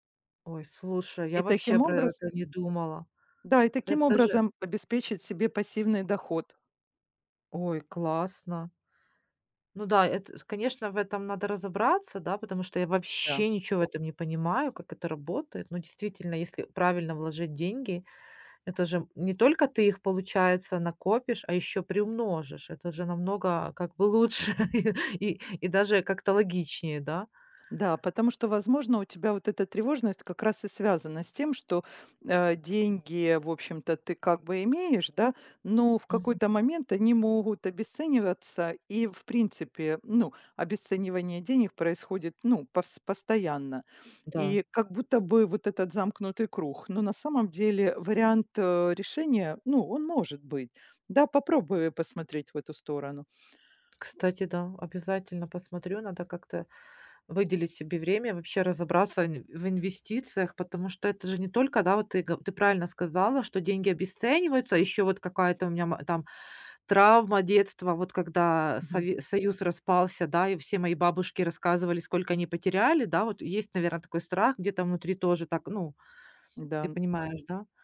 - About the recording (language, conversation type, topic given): Russian, advice, Как вы переживаете ожидание, что должны всегда быть успешным и финансово обеспеченным?
- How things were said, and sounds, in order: other background noise; laughing while speaking: "как бы лучше и"